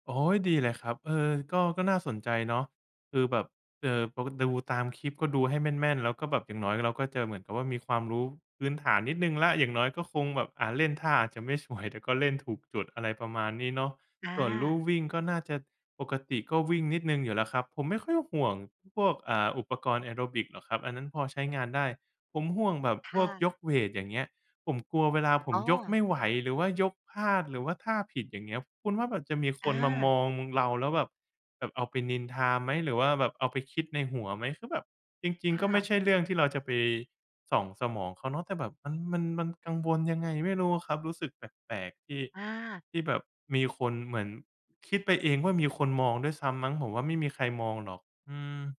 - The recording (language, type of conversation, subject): Thai, advice, ฉันควรทำอย่างไรถ้ารู้สึกไม่มั่นใจที่จะไปยิมเพราะกังวลว่าคนจะมองหรือไม่รู้วิธีใช้อุปกรณ์?
- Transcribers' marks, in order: none